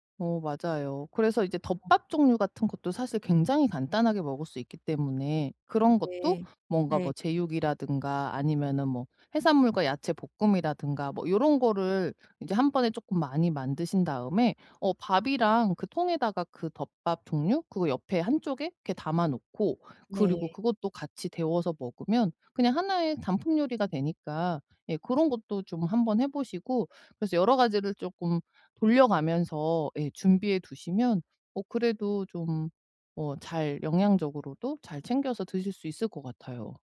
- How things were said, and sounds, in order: other background noise
- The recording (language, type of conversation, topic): Korean, advice, 바쁜 일정 속에서 건강한 식사를 꾸준히 유지하려면 어떻게 해야 하나요?